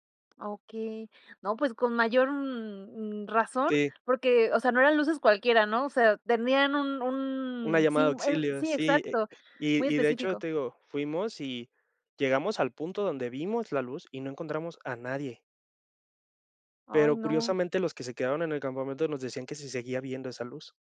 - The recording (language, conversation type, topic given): Spanish, podcast, ¿Alguna vez te llevaste un susto mientras viajabas y qué pasó?
- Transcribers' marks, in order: other background noise